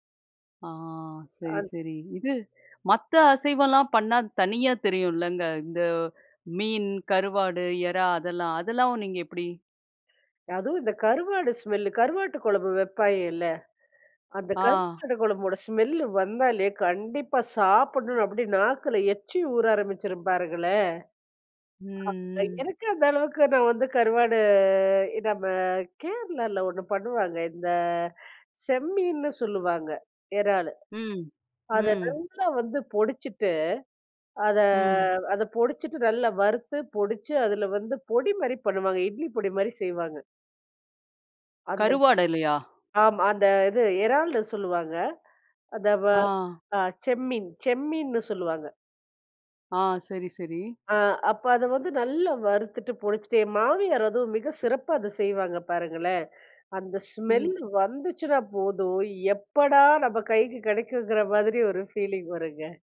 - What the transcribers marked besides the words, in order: drawn out: "ஆ"; inhale; other background noise; drawn out: "ம். ம்"; drawn out: "கருவாடு"; drawn out: "அத"; surprised: "கருவாடுலையா?"; anticipating: "என் மாமியார் அதுவும் மிக சிறப்பா … ஒரு ஃபீலிங் வருங்க"
- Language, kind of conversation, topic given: Tamil, podcast, உணவு சுடும் போது வரும் வாசனைக்கு தொடர்பான ஒரு நினைவை நீங்கள் பகிர முடியுமா?